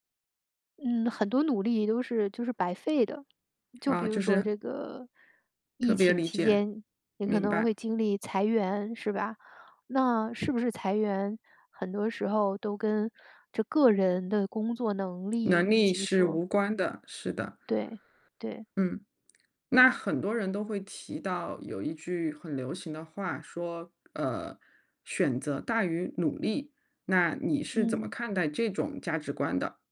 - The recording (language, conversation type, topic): Chinese, podcast, 你是如何在工作与生活之间找到平衡的？
- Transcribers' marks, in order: none